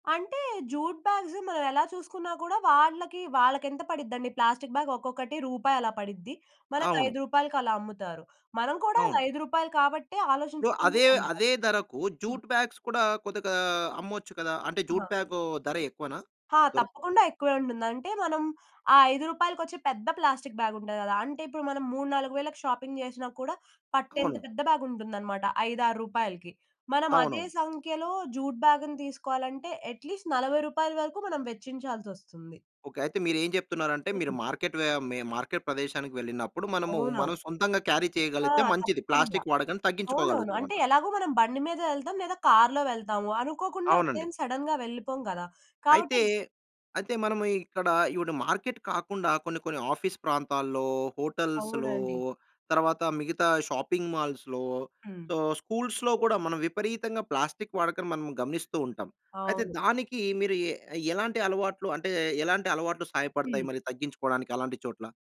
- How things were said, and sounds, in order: in English: "జూట్ బ్యాగ్స్"; in English: "ప్లాస్టిక్ బ్యాగ్"; in English: "జూట్ బ్యాగ్స్"; in English: "షాపింగ్"; in English: "జూట్"; in English: "ఎట్‌లీస్ట్"; in English: "క్యారీ"; in English: "సడన్‌గా"; other noise; in English: "ఆఫీస్"; in English: "హోటల్స్‌లో"; in English: "షాపింగ్ మాల్స్‌లో, సో, స్కూల్స్‌లో"; other background noise
- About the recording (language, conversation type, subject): Telugu, podcast, ప్లాస్టిక్ వినియోగాన్ని తగ్గించుకోవడానికి ఏ సాధారణ అలవాట్లు సహాయపడతాయి?